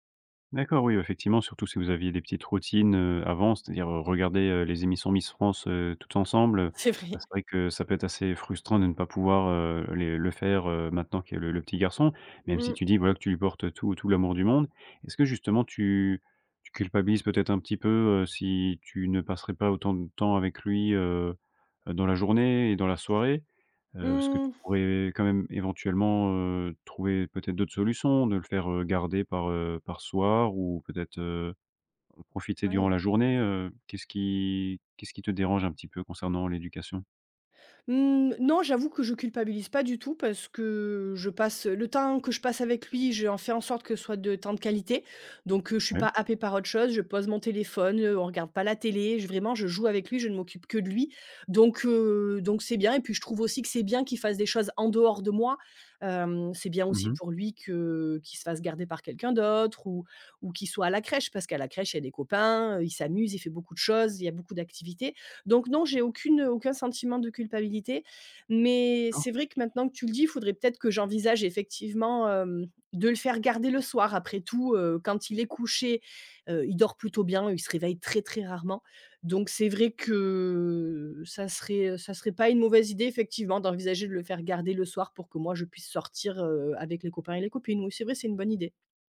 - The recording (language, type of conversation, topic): French, advice, Comment faire pour trouver du temps pour moi et pour mes loisirs ?
- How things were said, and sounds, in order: laughing while speaking: "C'est vrai"; "D'accord" said as "cord"; drawn out: "que"